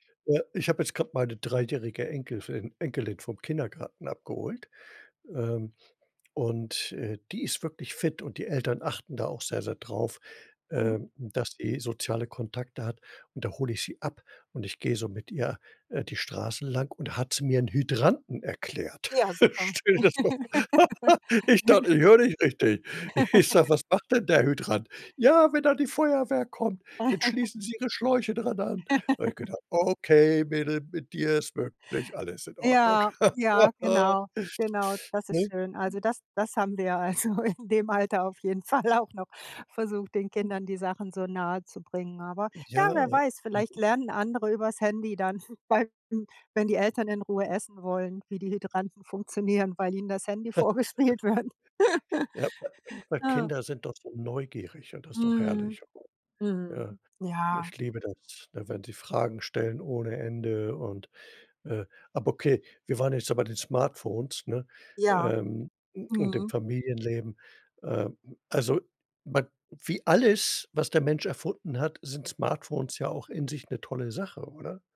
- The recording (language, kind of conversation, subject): German, podcast, Welche Rolle spielen Smartphones im Familienleben?
- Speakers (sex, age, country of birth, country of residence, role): female, 55-59, Germany, United States, guest; male, 65-69, Germany, Germany, host
- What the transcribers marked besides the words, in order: chuckle; laughing while speaking: "Stell dir das mal v"; laugh; put-on voice: "Ja, wenn dann die Feuerwehr … Schläuche dran an"; laugh; laugh; laughing while speaking: "also"; laughing while speaking: "auch noch"; other noise; chuckle; laughing while speaking: "vorgespielt wird"; laugh